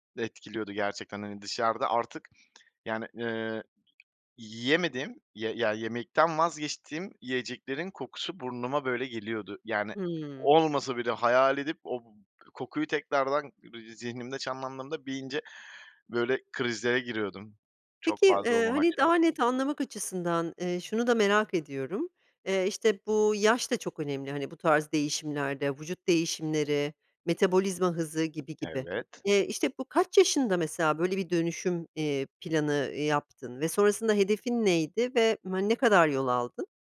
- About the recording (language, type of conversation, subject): Turkish, podcast, Sağlıklı beslenmeyi günlük hayatına nasıl entegre ediyorsun?
- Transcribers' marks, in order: tapping